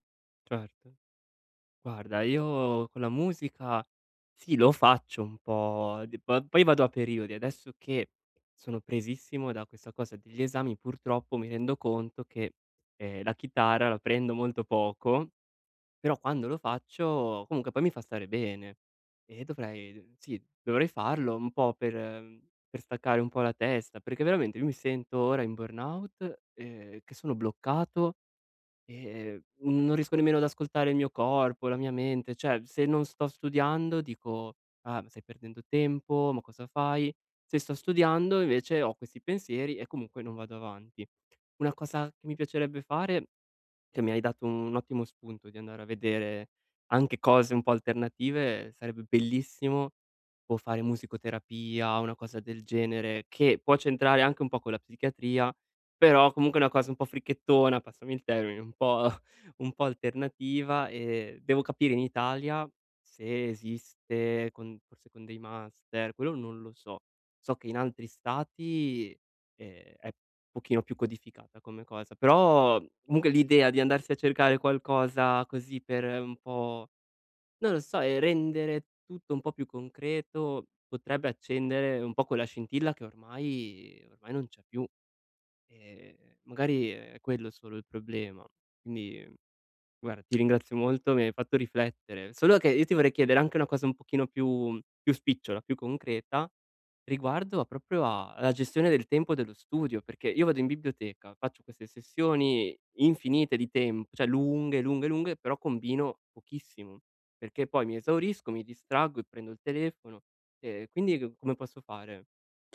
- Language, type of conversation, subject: Italian, advice, Come posso mantenere un ritmo produttivo e restare motivato?
- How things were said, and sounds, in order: "chitarra" said as "chitara"; in English: "burnout"; "Cioè" said as "ceh"; laughing while speaking: "po'"; "guarda" said as "guara"; tapping; "cioè" said as "ceh"; other background noise